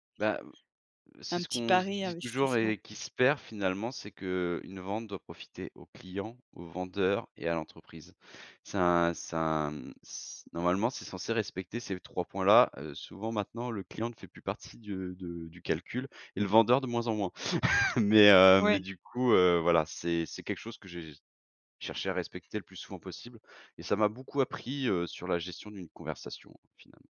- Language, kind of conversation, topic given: French, podcast, Comment transformes-tu un malentendu en conversation constructive ?
- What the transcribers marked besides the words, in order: chuckle